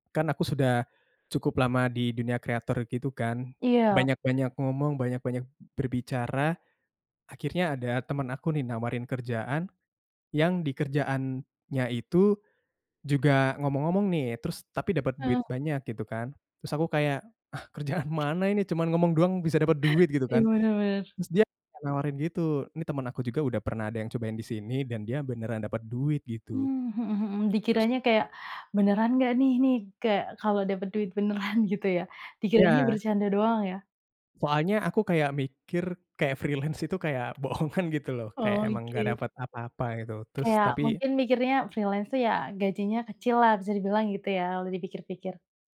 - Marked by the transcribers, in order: other background noise; other animal sound; laughing while speaking: "beneran"; laughing while speaking: "freelance"; in English: "freelance"; laughing while speaking: "boongan"; in English: "freelance"
- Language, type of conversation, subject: Indonesian, podcast, Bagaimana kamu belajar dari kegagalan tanpa putus asa?